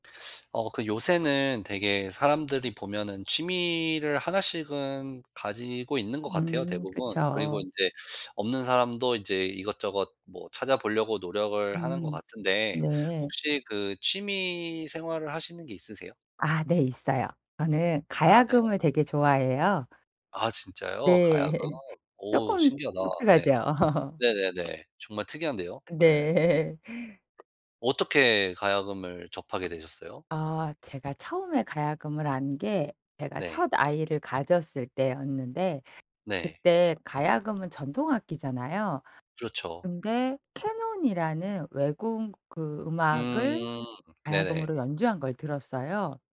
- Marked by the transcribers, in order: teeth sucking; tapping; laugh; laugh; laugh; other background noise
- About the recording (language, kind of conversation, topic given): Korean, podcast, 그 취미는 어떻게 시작하게 되셨어요?